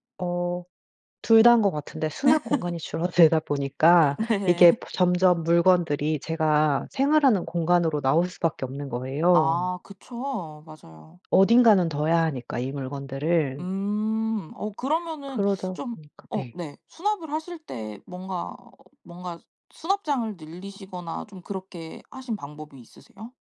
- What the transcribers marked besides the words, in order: laugh; laughing while speaking: "줄어들다"; laugh; laughing while speaking: "네"; laugh; other background noise
- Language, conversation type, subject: Korean, podcast, 작은 집을 효율적으로 사용하는 방법은 무엇인가요?